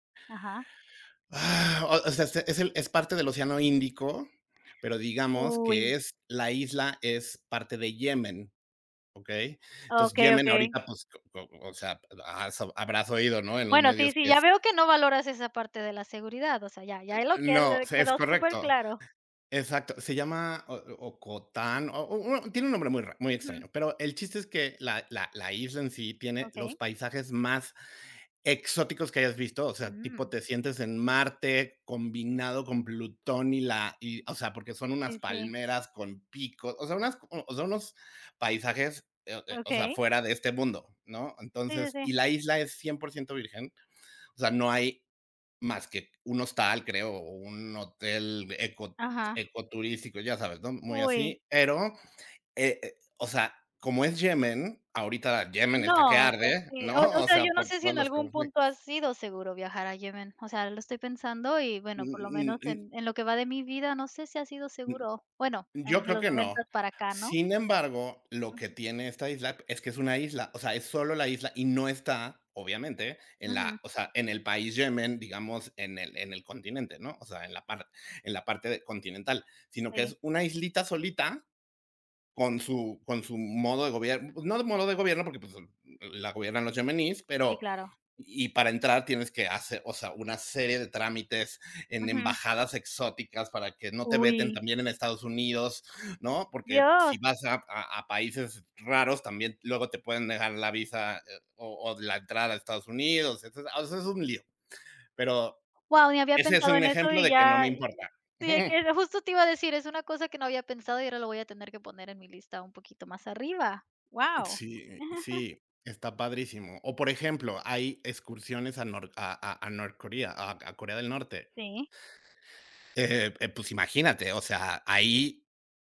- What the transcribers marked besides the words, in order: laughing while speaking: "¿no?"; chuckle; other background noise
- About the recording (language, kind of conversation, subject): Spanish, unstructured, ¿Viajarías a un lugar con fama de ser inseguro?